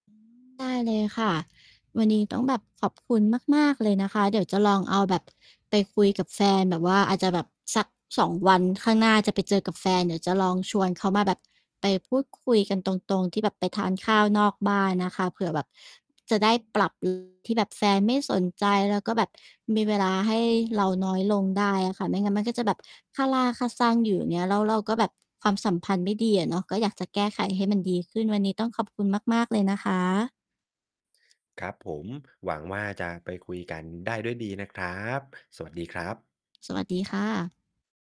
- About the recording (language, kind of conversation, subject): Thai, advice, คุณรู้สึกอย่างไรเมื่อรู้สึกว่าแฟนไม่ค่อยสนใจหรือไม่ค่อยมีเวลาให้คุณ?
- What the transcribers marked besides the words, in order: distorted speech; unintelligible speech